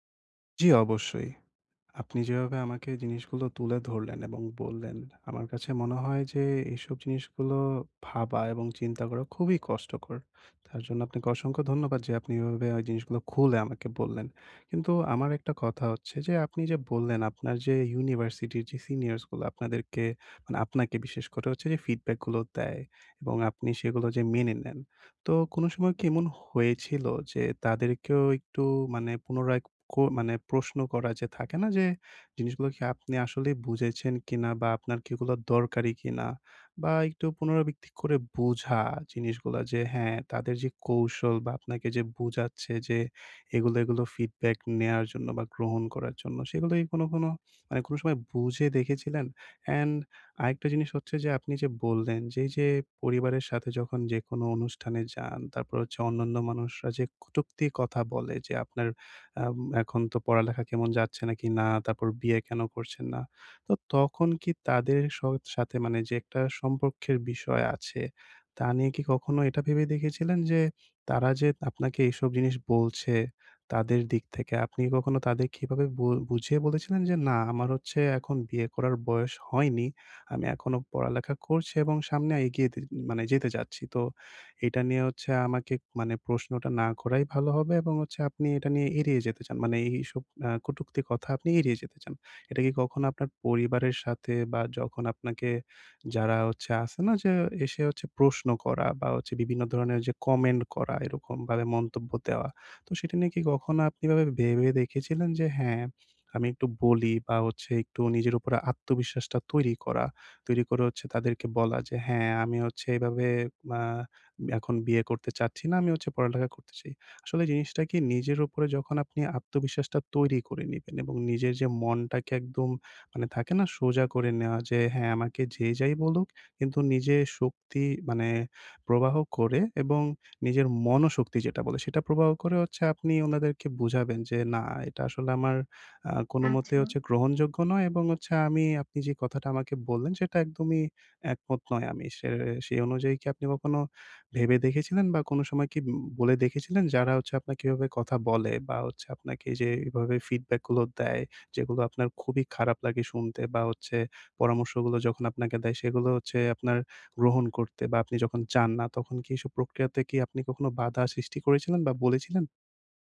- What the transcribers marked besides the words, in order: tapping; "ভেবে" said as "বেবে"
- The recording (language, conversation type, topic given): Bengali, advice, আমি কীভাবে প্রতিরোধ কমিয়ে ফিডব্যাক বেশি গ্রহণ করতে পারি?